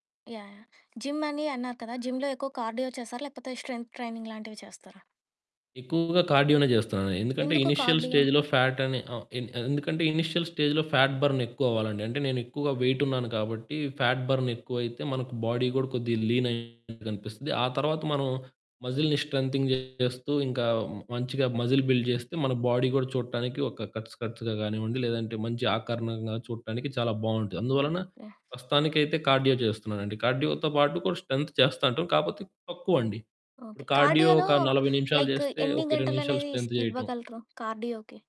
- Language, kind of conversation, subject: Telugu, podcast, ఇప్పుడే మొదలుపెట్టాలని మీరు కోరుకునే హాబీ ఏది?
- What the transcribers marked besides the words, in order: in English: "జిమ్"; in English: "జిమ్‌లో"; in English: "కార్డియో"; in English: "స్ట్రెంత్ ట్రైనింగ్"; distorted speech; in English: "కార్డియోనే"; in English: "కార్డియో?"; in English: "ఇనీషియల్ స్టేజ్‌లో ఫ్యాట్"; in English: "ఇనీషియల్ స్టేజ్‌లో ప్యాట్ బర్న్"; in English: "వెయిట్"; in English: "ప్యాట్ బర్న్"; in English: "బాడీ"; in English: "లీన్‌గా"; in English: "మజిల్‌ని స్ట్రెంతెన్"; in English: "మజిల్ బిల్డ్"; in English: "బాడీ"; in English: "కట్స్ కట్స్‌గా"; in English: "కార్డియో"; in English: "కార్డియో‌తో"; in English: "స్ట్రెంత్"; in English: "కార్డియో"; in English: "కార్డియోలో లైక్"; in English: "స్ట్రెంత్"; in English: "కార్డియోకి?"